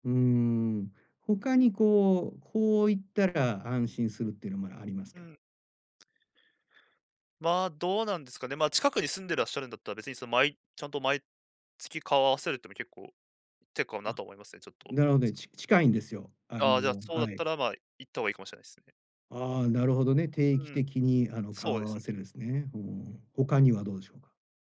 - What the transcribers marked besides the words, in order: tapping
- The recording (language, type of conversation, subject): Japanese, advice, 家族の期待と自分の目標の折り合いをどうつければいいですか？